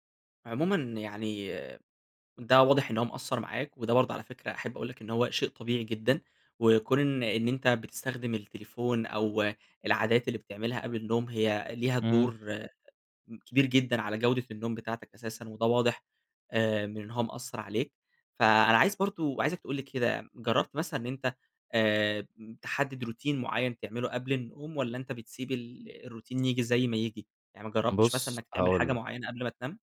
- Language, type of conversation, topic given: Arabic, advice, إزاي أحسّن نومي لو الشاشات قبل النوم والعادات اللي بعملها بالليل مأثرين عليه؟
- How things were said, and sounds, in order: in English: "Routine"; tapping; in English: "الRoutine"